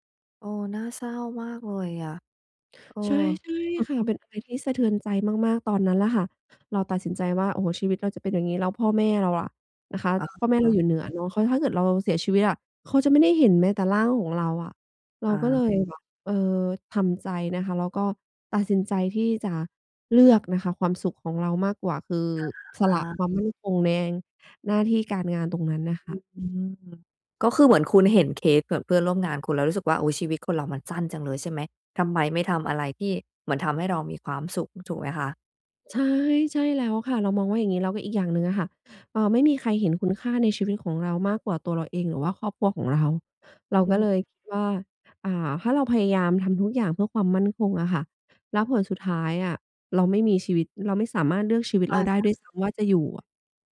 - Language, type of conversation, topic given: Thai, advice, ควรเลือกงานที่มั่นคงหรือเลือกทางที่ทำให้มีความสุข และควรทบทวนการตัดสินใจไหม?
- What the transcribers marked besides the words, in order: chuckle; tapping